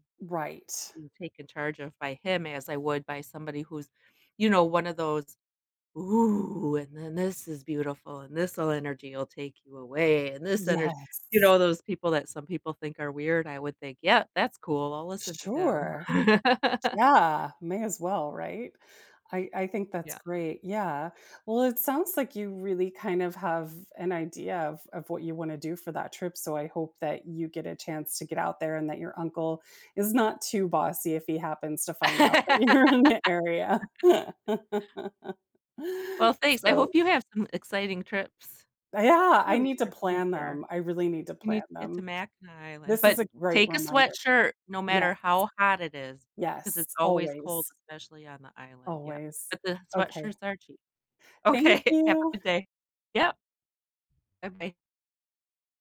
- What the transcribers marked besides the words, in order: stressed: "ooh"; chuckle; other background noise; laugh; laughing while speaking: "you're in the area"; laugh; laughing while speaking: "Okay"
- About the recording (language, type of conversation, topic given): English, unstructured, How can I avoid tourist traps without missing highlights?